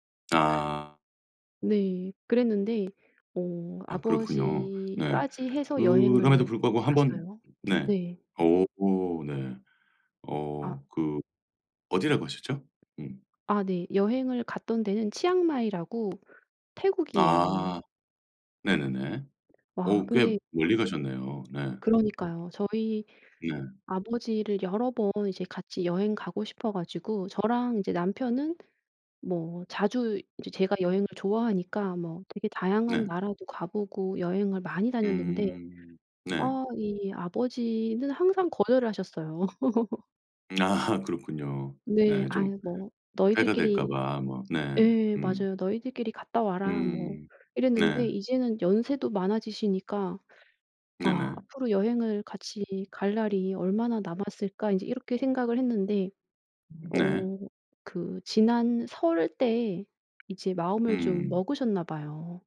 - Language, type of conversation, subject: Korean, podcast, 가족과 함께한 여행 중 가장 감동적으로 기억에 남는 곳은 어디인가요?
- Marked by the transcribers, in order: other background noise; tapping; laugh